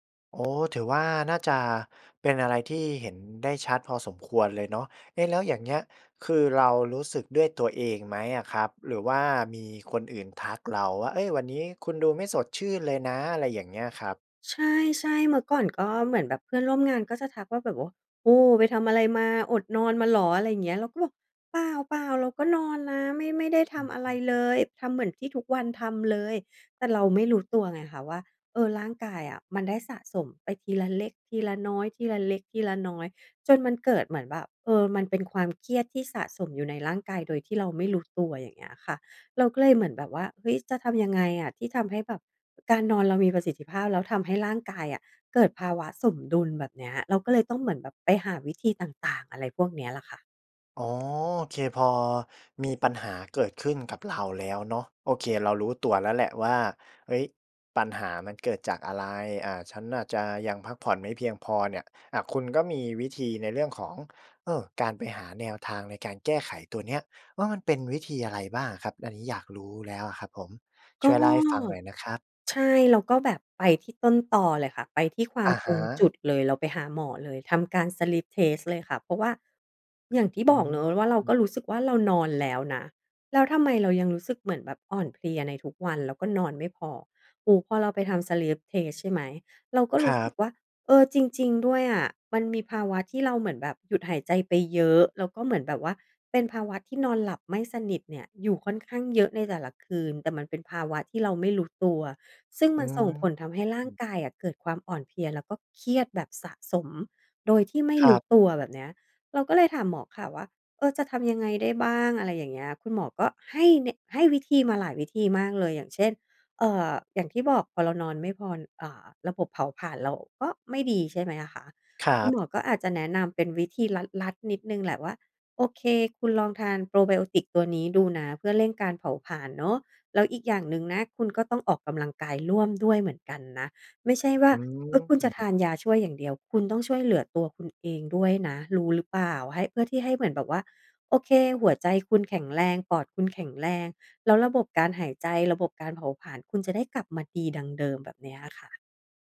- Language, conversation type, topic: Thai, podcast, การนอนของคุณส่งผลต่อความเครียดอย่างไรบ้าง?
- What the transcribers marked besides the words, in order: tapping; in English: "Sleep Test"; in English: "Sleep Test"; other background noise; stressed: "เยอะ"; "พอ" said as "พอณ"